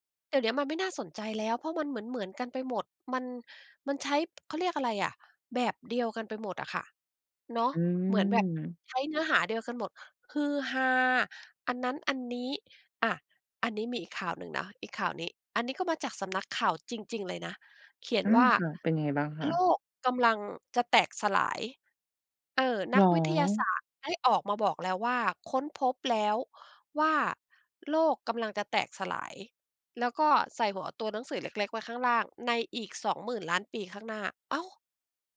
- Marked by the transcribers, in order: none
- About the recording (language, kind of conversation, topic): Thai, podcast, เวลาเจอข่าวปลอม คุณทำอะไรเป็นอย่างแรก?